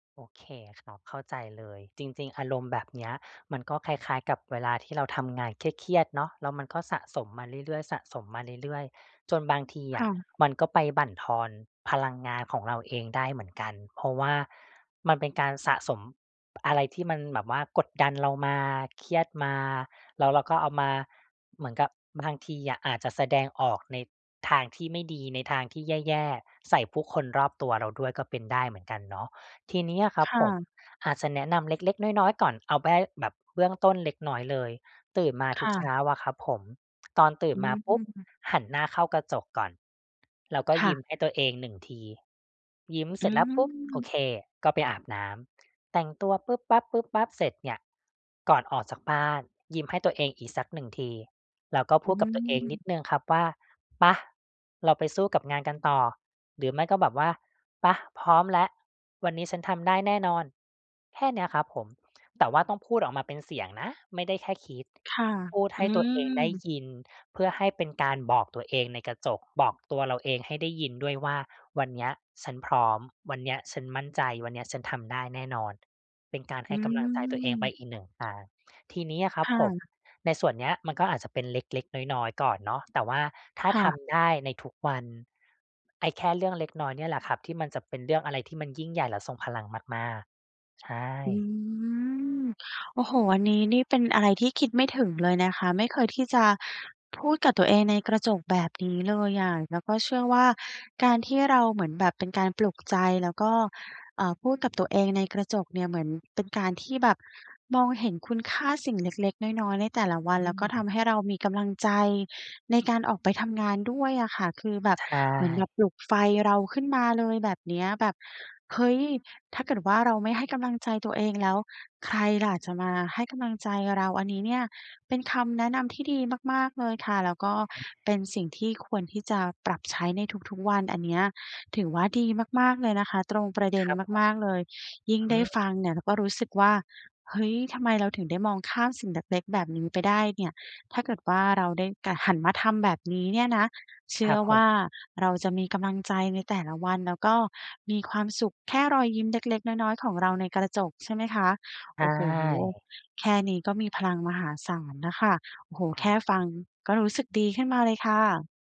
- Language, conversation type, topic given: Thai, advice, จะเริ่มเห็นคุณค่าของสิ่งเล็กๆ รอบตัวได้อย่างไร?
- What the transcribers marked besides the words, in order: other background noise; "แค่" said as "แป้"; tapping